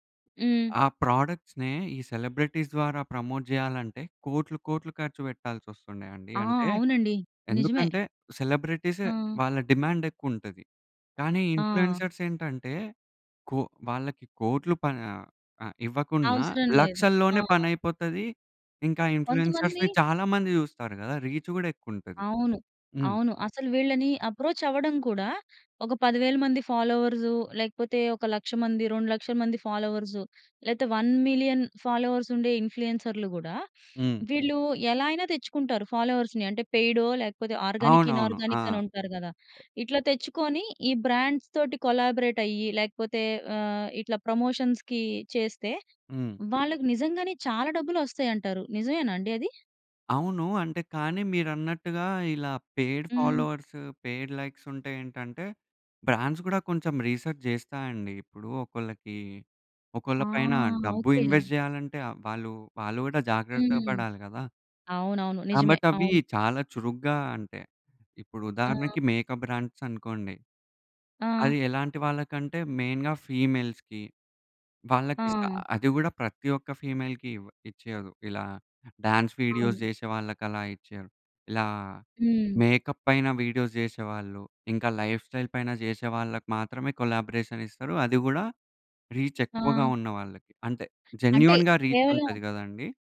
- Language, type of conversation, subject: Telugu, podcast, ఇన్ఫ్లుయెన్సర్లు ప్రేక్షకుల జీవితాలను ఎలా ప్రభావితం చేస్తారు?
- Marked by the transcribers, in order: in English: "ప్రొడక్ట్స్‌నే"; in English: "సెలబ్రిటీస్"; in English: "ప్రమోట్"; in English: "సెలబ్రిటీస్"; in English: "డిమాండ్"; in English: "ఇన్‌ఫ్లుయెన్సర్‌లు"; in English: "ఇన్‌ఫ్లుయెన్సర్‌ని"; in English: "రీచ్"; in English: "అప్రోచ్"; in English: "ఫాలోవర్స్"; in English: "ఫాలోవర్స్"; in English: "వన్ మిలియన్ ఫాలోవర్స్"; in English: "ఇన్‌ఫ్లుయెన్సర్‌లు"; in English: "ఫాలోవర్స్‌ని"; in English: "పెయిడొ"; in English: "ఆర్గానిక్, ఇనార్గానిక్"; in English: "బ్రాండ్స్‌తోటి కొలబోరేట్"; in English: "ప్రమోషన్స్‌కి"; in English: "పెయిడ్ ఫాలోవర్స్, పెయిడ్ లైక్స్"; in English: "బ్రాండ్స్"; in English: "రిసర్చ్"; in English: "ఇన్వెస్ట్"; in English: "మేకప్ బ్రాండ్స్"; in English: "మెయిన్‌గా ఫీమేల్స్‌కీ"; in English: "ఫీమేల్‌కీ"; in English: "డాన్స్ వీడియోస్"; in English: "మేకప్"; in English: "వీడియోస్"; in English: "లైఫ్‌స్టైల్"; in English: "కొలాబరేషన్"; in English: "రీచ్"; in English: "జెన్యూన్‌గా రీచ్"